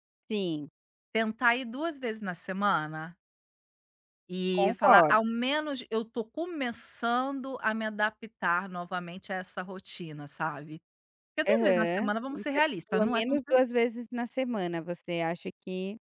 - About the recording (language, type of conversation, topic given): Portuguese, advice, Como posso parar de procrastinar, mesmo sabendo exatamente o que devo fazer, usando técnicas de foco e intervalos?
- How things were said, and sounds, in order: none